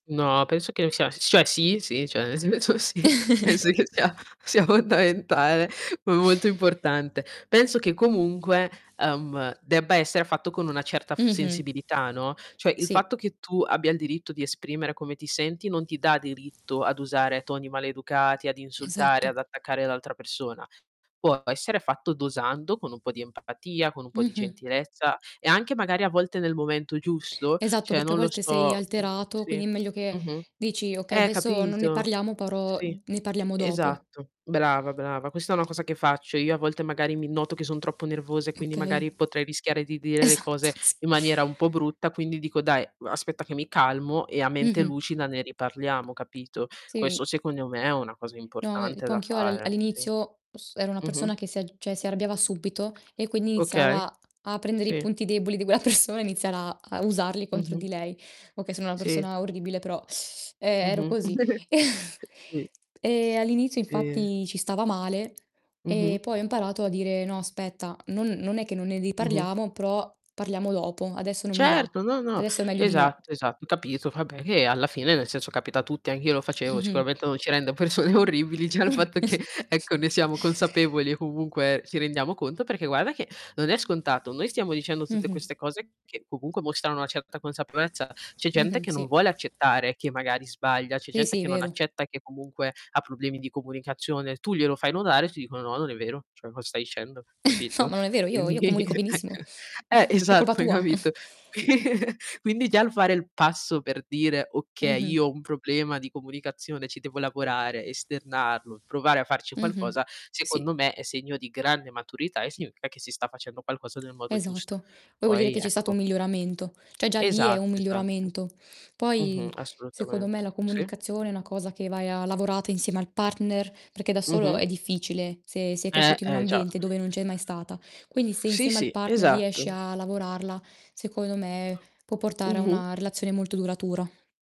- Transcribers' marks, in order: tapping; laughing while speaking: "senso sì, penso che sia sia fondamentale"; chuckle; other background noise; static; distorted speech; "però" said as "parò"; mechanical hum; laughing while speaking: "Esatto, sì"; "cioè" said as "ceh"; laughing while speaking: "persona"; chuckle; teeth sucking; chuckle; laughing while speaking: "rende persone orribili già il fatto che"; chuckle; "notare" said as "nonare"; chuckle; chuckle; laughing while speaking: "Quindi, ecco"; chuckle; laughing while speaking: "Qui"; snort; "cioè" said as "ceh"; other noise
- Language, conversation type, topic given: Italian, unstructured, Qual è il ruolo della comunicazione in una coppia?
- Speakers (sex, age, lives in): female, 20-24, Italy; female, 20-24, Italy